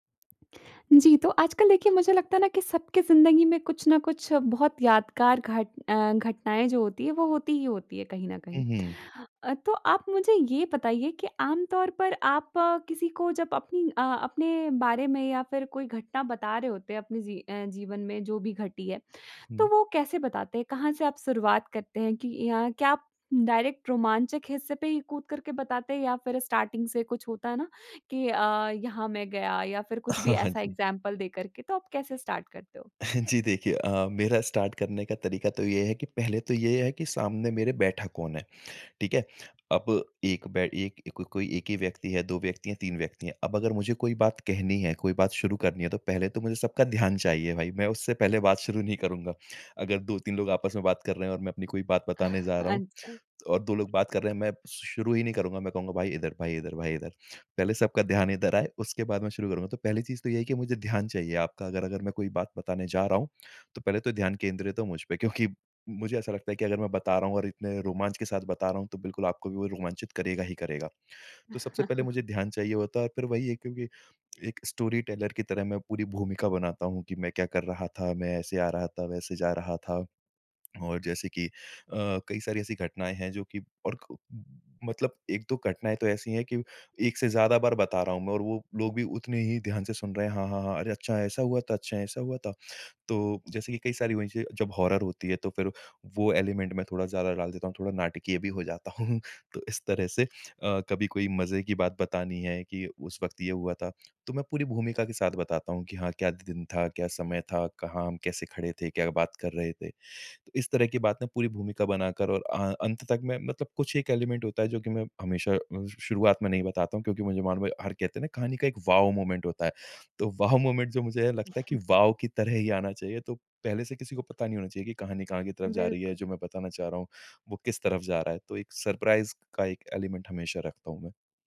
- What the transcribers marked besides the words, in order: in English: "डायरेक्ट"; in English: "स्टार्टिंग"; in English: "एग्जांपल"; laughing while speaking: "हाँ, हाँ। जी"; in English: "स्टार्ट"; chuckle; in English: "स्टार्ट"; chuckle; chuckle; in English: "स्टोरी टेलर"; in English: "हॉरर"; in English: "एलिमेंट"; laughing while speaking: "हूँ"; in English: "एलिमेंट"; in English: "मोमेंट"; laughing while speaking: "वाओ मोमेंट जो मुझे है"; in English: "मोमेंट"; chuckle; in English: "सरप्राइज़"; in English: "एलिमेंट"
- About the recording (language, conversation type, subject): Hindi, podcast, यादगार घटना सुनाने की शुरुआत आप कैसे करते हैं?